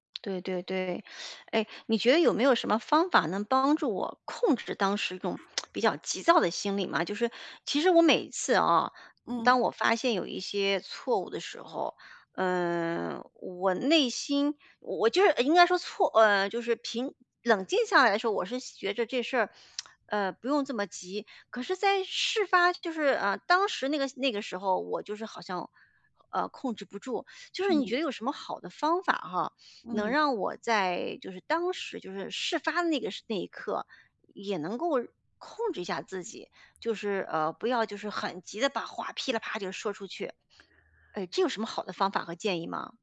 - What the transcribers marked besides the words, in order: teeth sucking; other background noise; tsk; tsk
- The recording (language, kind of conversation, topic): Chinese, advice, 犯错后我该如何与同事沟通并真诚道歉？